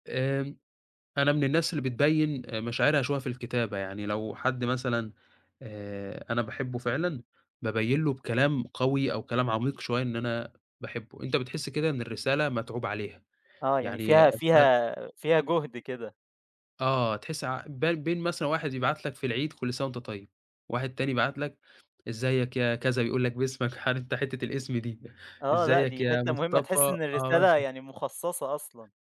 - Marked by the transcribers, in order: laughing while speaking: "عارف أنت حتة الإسم دي"
- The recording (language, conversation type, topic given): Arabic, podcast, ازاي بتحافظ على صداقة وسط الزحمة والانشغال؟